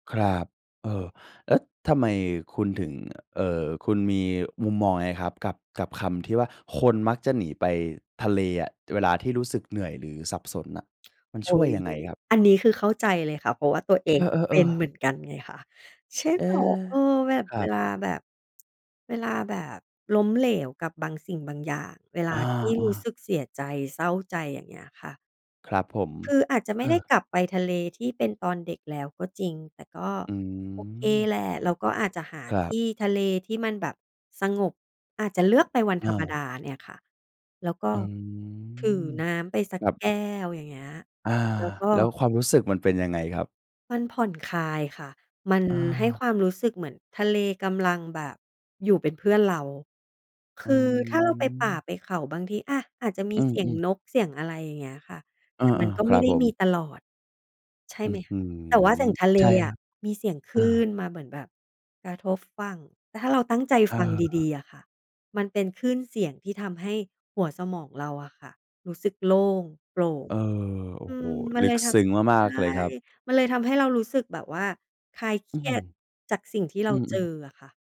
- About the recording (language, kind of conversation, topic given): Thai, podcast, ท้องทะเลที่เห็นครั้งแรกส่งผลต่อคุณอย่างไร?
- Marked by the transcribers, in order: tsk; drawn out: "อ๋อ"; other noise; drawn out: "อืม"